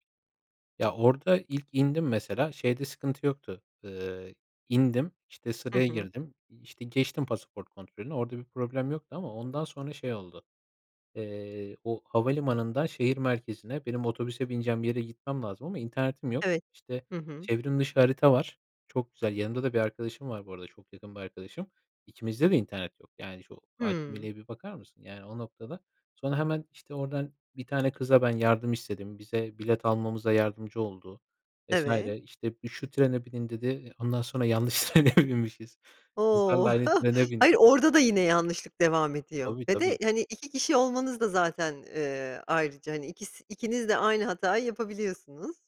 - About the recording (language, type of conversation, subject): Turkish, podcast, En unutulmaz seyahat deneyimini anlatır mısın?
- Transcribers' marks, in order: tapping; laughing while speaking: "yanlış trene"; chuckle